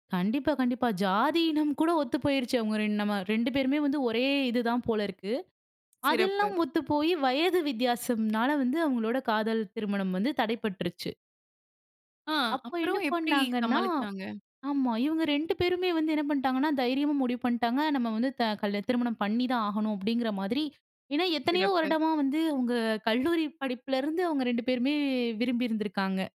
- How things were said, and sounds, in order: none
- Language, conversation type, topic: Tamil, podcast, மக்கள் காதல் மற்றும் திருமண எண்ணங்களில் தலைமுறை வேறுபாடு எப்படி தெரிகிறது?